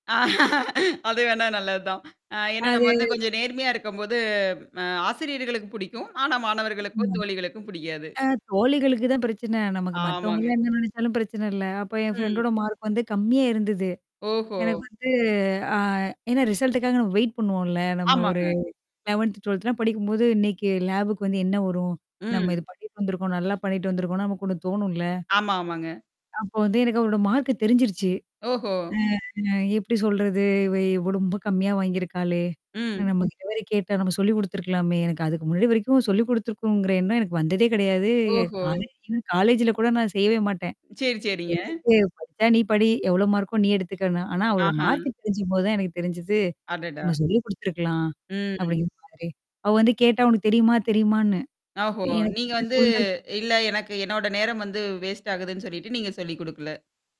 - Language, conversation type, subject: Tamil, podcast, ஒருவரிடம் நேரடியாக உண்மையை எப்படிச் சொல்லுவீர்கள்?
- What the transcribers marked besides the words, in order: laugh; static; drawn out: "அது"; other noise; other background noise; in English: "ஃப்ரெண்டோட மார்க்"; distorted speech; in English: "ரிசல்ட்டுக்காக"; tapping; in English: "வெயிட்"; mechanical hum; in English: "லேபுக்கு"; in English: "மார்க்கு"; drawn out: "அ"; in English: "காலே காலேஜ்ல"; in English: "மார்க்கோ?"; in English: "மார்க்"; "ஓஹோ!" said as "ஆஹோ!"; in English: "வேஸ்ட்"